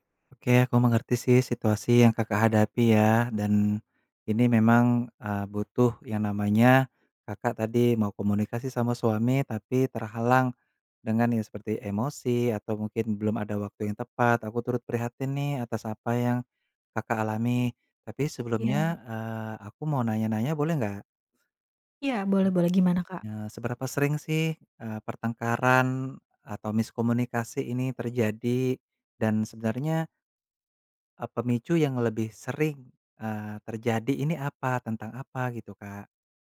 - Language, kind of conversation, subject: Indonesian, advice, Mengapa saya sering bertengkar dengan pasangan tentang keuangan keluarga, dan bagaimana cara mengatasinya?
- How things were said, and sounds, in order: other background noise